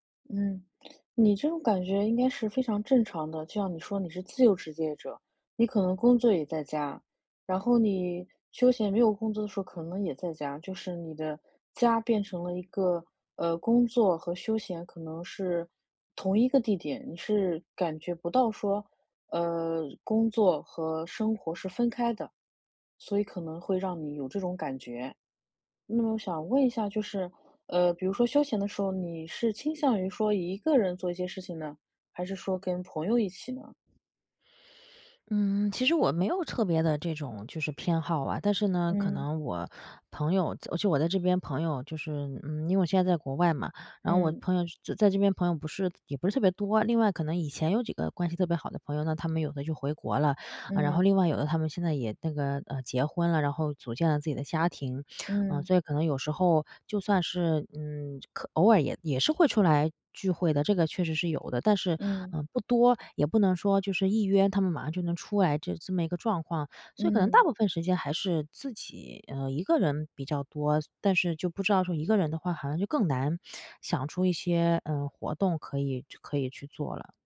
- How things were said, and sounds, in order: "职业者" said as "职界者"
- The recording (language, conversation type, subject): Chinese, advice, 休闲时间总觉得无聊，我可以做些什么？